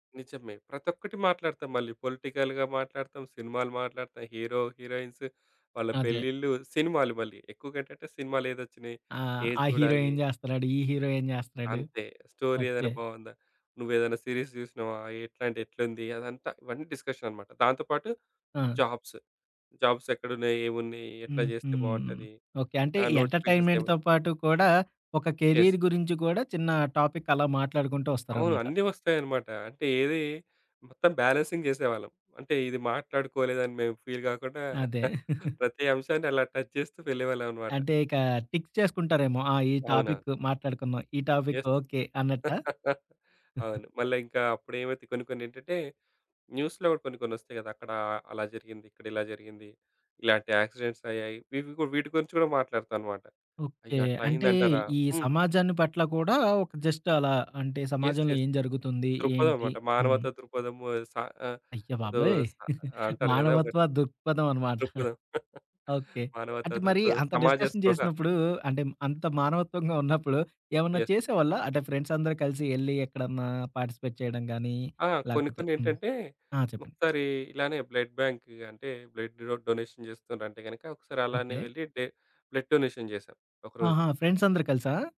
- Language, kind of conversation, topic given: Telugu, podcast, రేడియో వినడం, స్నేహితులతో పక్కాగా సమయం గడపడం, లేక సామాజిక మాధ్యమాల్లో ఉండడం—మీకేం ఎక్కువగా ఆకర్షిస్తుంది?
- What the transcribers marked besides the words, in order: in English: "పొలిటికల్‌గా"; in English: "హీరో, హీరోయిన్స్"; in English: "స్టోరీ"; in English: "సిరీస్"; in English: "డిస్కషన్"; in English: "జాబ్స్. జాబ్స్"; in English: "ఎంటర్టైన్మెంట్‌తో"; in English: "నోటిఫికేషన్స్"; in English: "కెరీర్"; in English: "యస్"; in English: "టాపిక్"; in English: "బ్యాలెన్సింగ్ జెసేవాళ్ళం"; in English: "ఫీల్"; chuckle; in English: "టచ్"; in English: "టిక్"; in English: "టాపిక్"; in English: "యస్"; chuckle; in English: "టాపిక్"; giggle; in English: "న్యూస్‌లో"; in English: "యాక్సిడెంట్స్"; in English: "జస్ట్"; in English: "యస్. యస్"; chuckle; "దృక్పథం" said as "దుక్పథం"; giggle; in English: "డిస్కషన్"; chuckle; in English: "ఫ్రెండ్స్"; in English: "యస్"; in English: "పార్టిసిపేట్"; in English: "బ్లడ్"; in English: "బ్లడ్ డొ-డొనేషన్"; in English: "డే బ్లడ్ డొనేషన్"